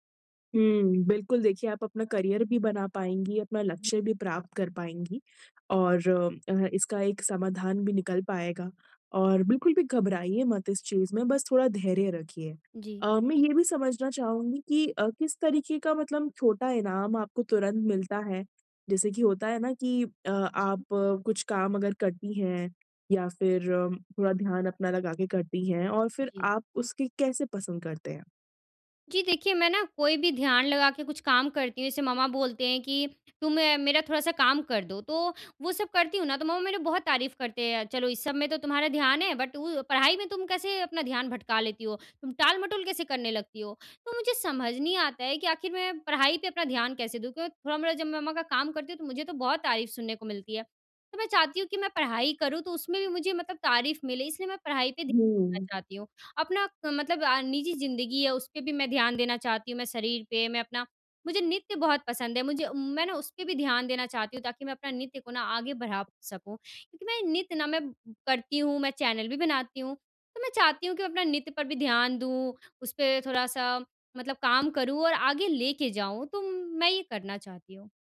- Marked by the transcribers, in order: in English: "करियर"; in English: "बट"; in English: "चैनल"
- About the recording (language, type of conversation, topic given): Hindi, advice, मैं ध्यान भटकने और टालमटोल करने की आदत कैसे तोड़ूँ?